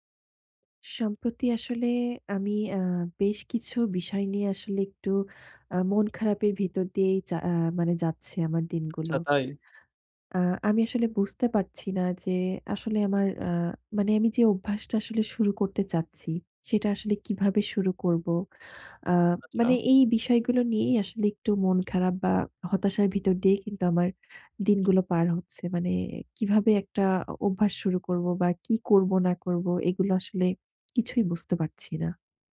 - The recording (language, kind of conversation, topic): Bengali, advice, কৃতজ্ঞতার দিনলিপি লেখা বা ডায়েরি রাখার অভ্যাস কীভাবে শুরু করতে পারি?
- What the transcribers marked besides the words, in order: tapping